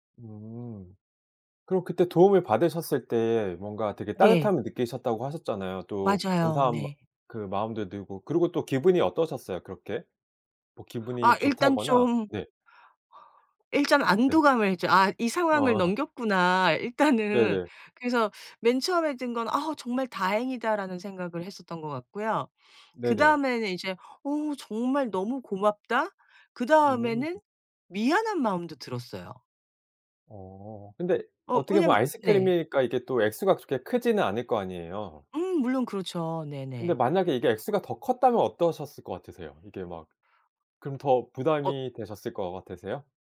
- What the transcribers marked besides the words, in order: tapping
- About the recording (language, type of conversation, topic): Korean, podcast, 위기에서 누군가 도와준 일이 있었나요?